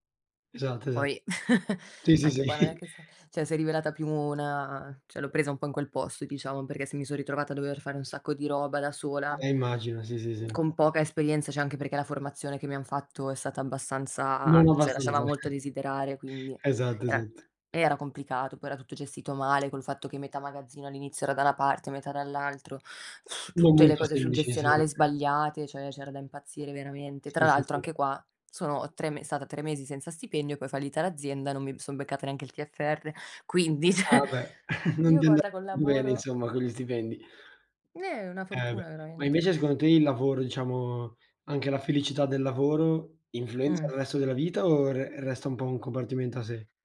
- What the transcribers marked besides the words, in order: giggle; "cioè" said as "ceh"; chuckle; "cioè" said as "ceh"; other background noise; "Cioè" said as "ceh"; "cioè" said as "ceh"; chuckle; tapping; "una" said as "na"; inhale; lip trill; "cioè" said as "ceh"; chuckle; laughing while speaking: "ceh"; "cioè" said as "ceh"
- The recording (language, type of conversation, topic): Italian, unstructured, Qual è la cosa che ti rende più felice nel tuo lavoro?